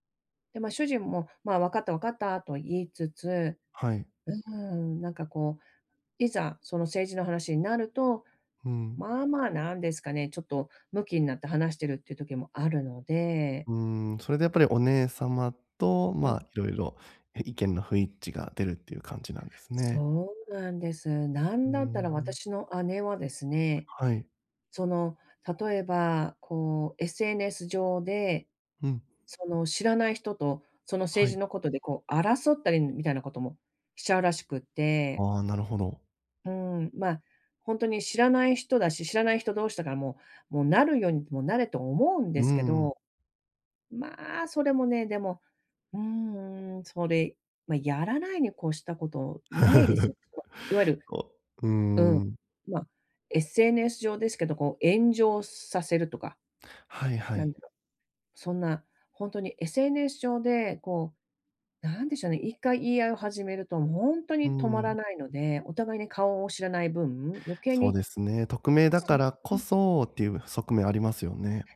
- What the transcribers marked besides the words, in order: chuckle; unintelligible speech
- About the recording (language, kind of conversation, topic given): Japanese, advice, 意見が食い違うとき、どうすれば平和的に解決できますか？